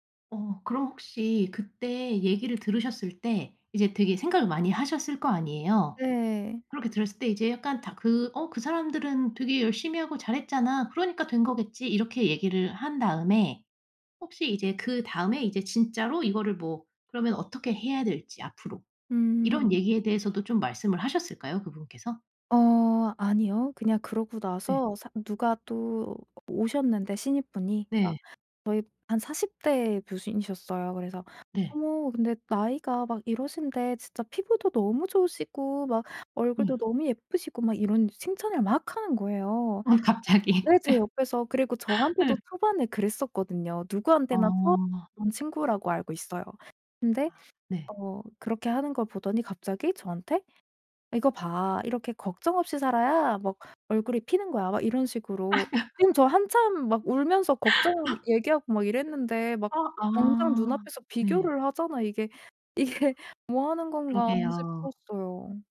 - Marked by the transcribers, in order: other background noise; laughing while speaking: "갑자기"; laugh; laugh; laughing while speaking: "이게"
- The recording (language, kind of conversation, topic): Korean, advice, 건설적인 피드백과 파괴적인 비판은 어떻게 구별하나요?